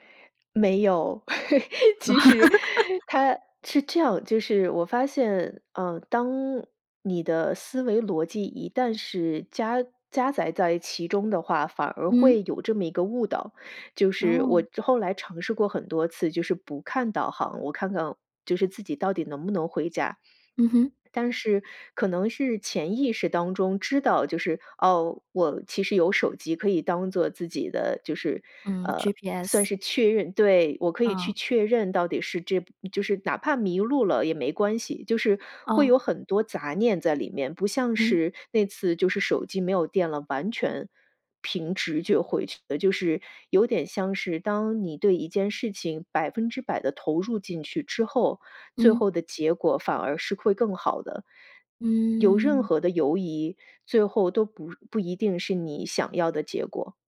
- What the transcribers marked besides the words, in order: chuckle; laughing while speaking: "其实"; laugh
- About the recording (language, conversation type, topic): Chinese, podcast, 当直觉与逻辑发生冲突时，你会如何做出选择？